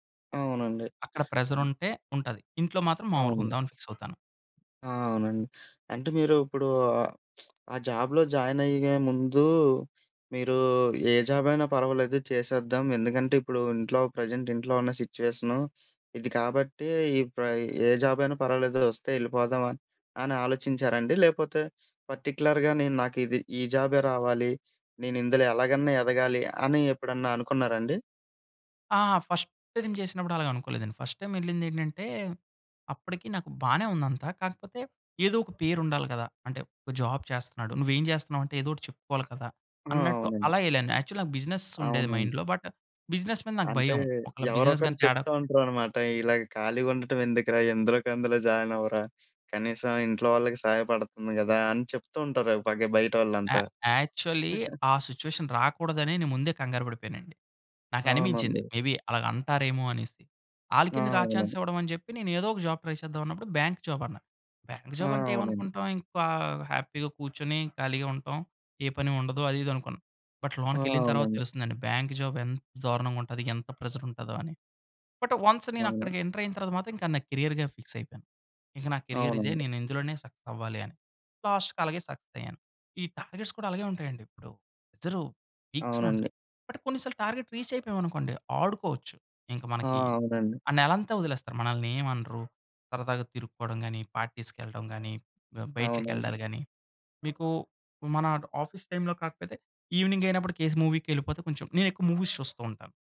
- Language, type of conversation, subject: Telugu, podcast, మీ పని మీ జీవితానికి ఎలాంటి అర్థం ఇస్తోంది?
- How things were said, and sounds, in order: other noise; in English: "ఫిక్స్"; lip smack; in English: "జాబ్‌లో జాయిన్"; in English: "జాబ్"; in English: "ప్రెజెంట్"; in English: "జాబ్"; in English: "పర్టిక్యులర్‌గా"; in English: "ఫస్ట్ టైమ్"; in English: "ఫస్ట్ టైమ్"; in English: "జాబ్"; in English: "యాక్చువల్లీ"; in English: "బిజినెస్"; in English: "మైండ్‌లో. బట్, బిజినెస్"; in English: "బిజినెస్"; in English: "జాయిన్"; in English: "య యాక్చువలీ"; in English: "సిట్యుయేషన్"; giggle; in English: "మేబి"; in English: "చాన్స్"; in English: "జాబ్ ట్రై"; in English: "బ్యాంక్ జాబ్"; in English: "బ్యాంక్ జాబ్"; in English: "హ్యాపీగా"; in English: "బట్"; in English: "బ్యాంక్ జాబ్"; in English: "ప్రెజర్"; in English: "బట్, వన్స్"; in English: "ఎంటర్"; in English: "క్యారియర్‌గా ఫిక్స్"; in English: "కేరియర్"; in English: "సక్సెస్"; in English: "లాస్ట్‌కి"; in English: "సక్సెస్"; in English: "టార్గెట్స్"; in English: "పీక్స్‌లో"; in English: "బట్"; in English: "టార్గెట్ రీచ్"; in English: "పార్టీస్‌కెళ్ళడం"; in English: "ఆఫీస్ టైమ్‌లో"; in English: "కేస్"; in English: "మూవీస్"